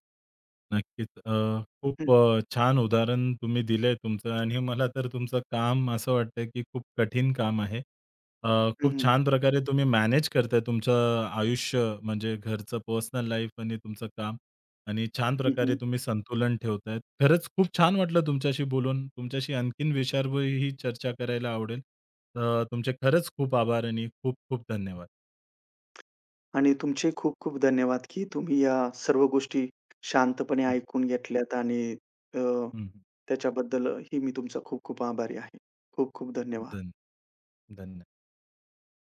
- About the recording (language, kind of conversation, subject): Marathi, podcast, काम आणि आयुष्यातील संतुलन कसे साधता?
- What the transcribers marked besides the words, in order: in English: "लाईफ"; tapping